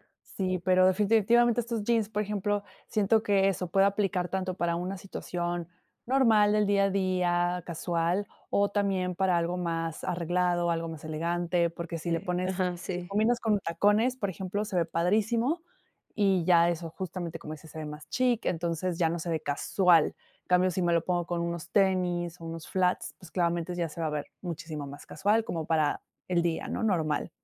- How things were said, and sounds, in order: none
- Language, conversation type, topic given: Spanish, podcast, ¿Qué te hace sentir auténtico al vestirte?